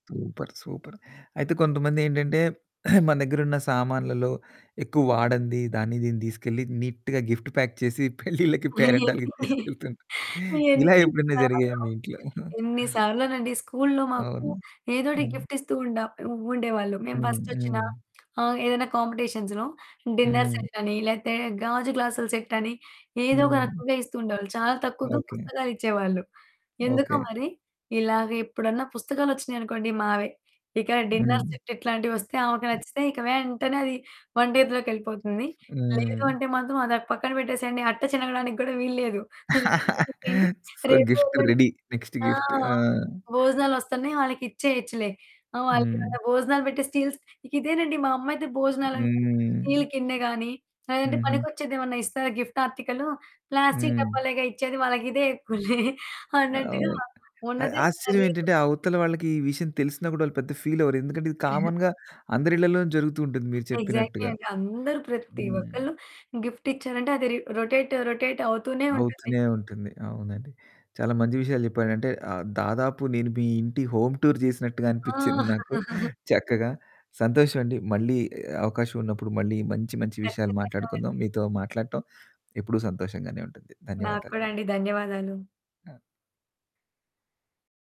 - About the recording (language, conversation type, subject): Telugu, podcast, ఇంట్లో వస్తువులు చక్కగా నిల్వ చేసుకునేందుకు ఏవైనా సృజనాత్మక ఆలోచనలు ఉన్నాయా?
- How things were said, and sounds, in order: in English: "సూపర్, సూపర్"; distorted speech; throat clearing; in English: "నీట్‌గా గిఫ్ట్ ప్యాక్"; laughing while speaking: "పెళ్ళిళ్ళకి, పేరంటాలకి తీసుకెళ్తూ ఉంటారు"; laugh; static; in English: "గిఫ్ట్"; giggle; in English: "కాంపిటీషన్స్‌లో, డిన్నర్ సెట్"; in English: "గ్లాసుల సెట్"; other background noise; in English: "డిన్నర్ సెట్"; throat clearing; laugh; in English: "సో, గిఫ్ట్ రెడీ, నెక్స్ట్ గిఫ్ట్"; unintelligible speech; in English: "స్టీల్స్"; in English: "స్టీల్"; drawn out: "హ్మ్"; in English: "గిఫ్ట్"; chuckle; unintelligible speech; chuckle; in English: "కామన్‌గా"; in English: "ఎగ్జాక్ట్‌లీ"; in English: "గిఫ్ట్"; in English: "రొటేట్"; in English: "హోమ్ టూర్"; giggle